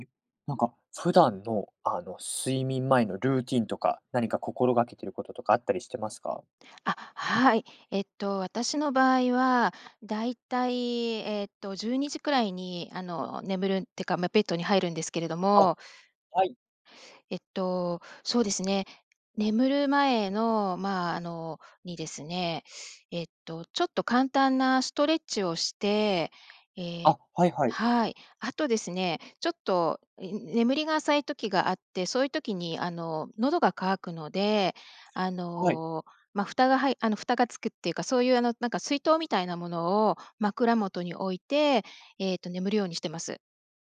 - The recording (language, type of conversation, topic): Japanese, podcast, 睡眠前のルーティンはありますか？
- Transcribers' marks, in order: none